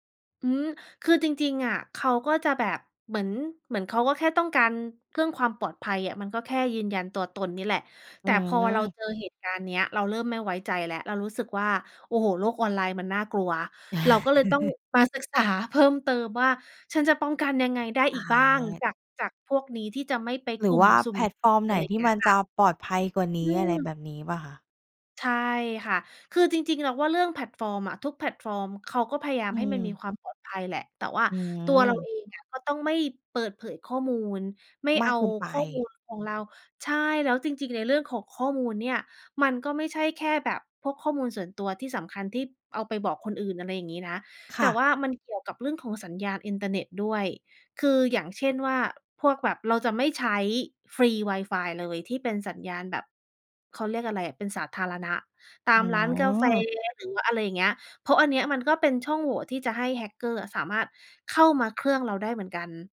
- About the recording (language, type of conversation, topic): Thai, podcast, บอกวิธีป้องกันมิจฉาชีพออนไลน์ที่ควรรู้หน่อย?
- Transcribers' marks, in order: chuckle